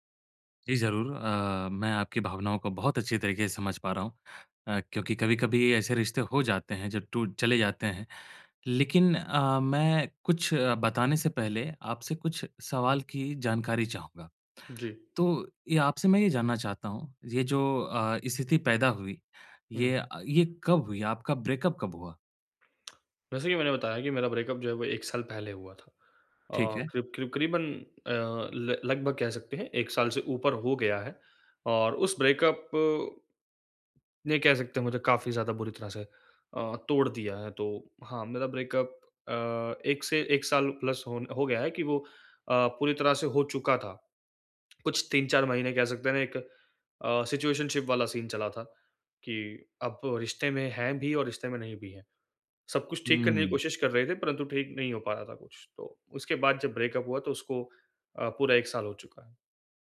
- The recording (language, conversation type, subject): Hindi, advice, टूटे रिश्ते के बाद मैं आत्मिक शांति कैसे पा सकता/सकती हूँ और नई शुरुआत कैसे कर सकता/सकती हूँ?
- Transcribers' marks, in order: tongue click; in English: "प्लस"; in English: "सिचुएशनशिप"; in English: "सीन"